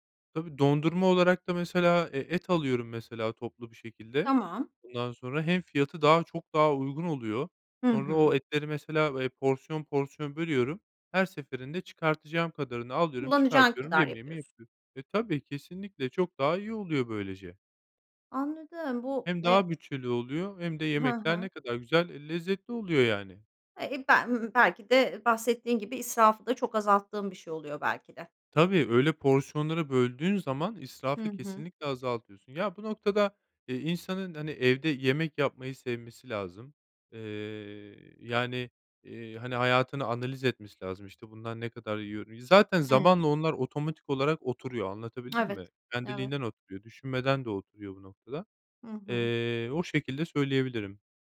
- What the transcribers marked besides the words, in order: tsk
- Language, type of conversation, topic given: Turkish, podcast, Uygun bütçeyle lezzetli yemekler nasıl hazırlanır?